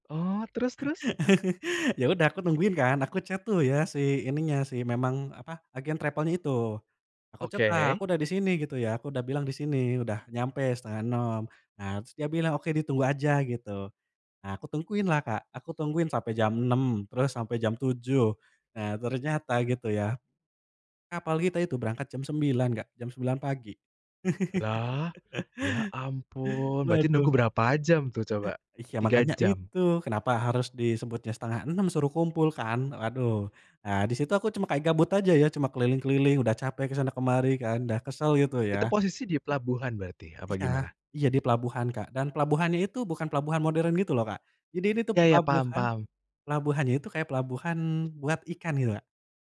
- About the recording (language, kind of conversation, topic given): Indonesian, podcast, Apa pengalaman paling berkesan yang pernah kamu alami saat menjelajahi pulau atau pantai?
- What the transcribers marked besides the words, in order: chuckle; in English: "chat"; in English: "travel-nya"; in English: "chat-lah"; chuckle; other background noise